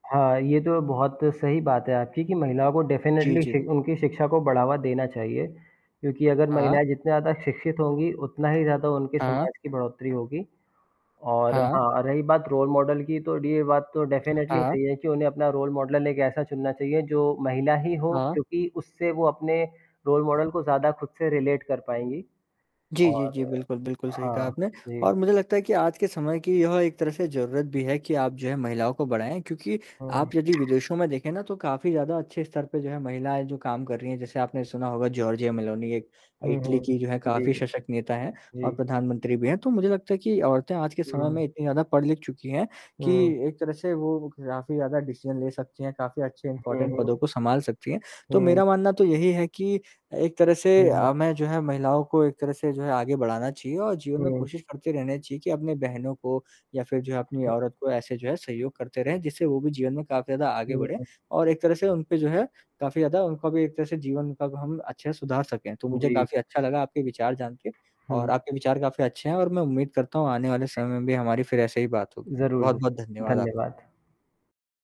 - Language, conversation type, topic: Hindi, unstructured, क्या हमारे समुदाय में महिलाओं को समान सम्मान मिलता है?
- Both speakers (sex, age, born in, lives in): male, 20-24, India, India; male, 20-24, India, India
- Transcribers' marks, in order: static; in English: "डेफ़िनेटली"; in English: "रोल मॉडल"; in English: "डेफ़िनेटली"; in English: "रोल मॉडल"; in English: "रोल मॉडल"; in English: "रिलेट"; other background noise; tapping; in English: "डिसीज़न"; in English: "इम्पोर्टेंट"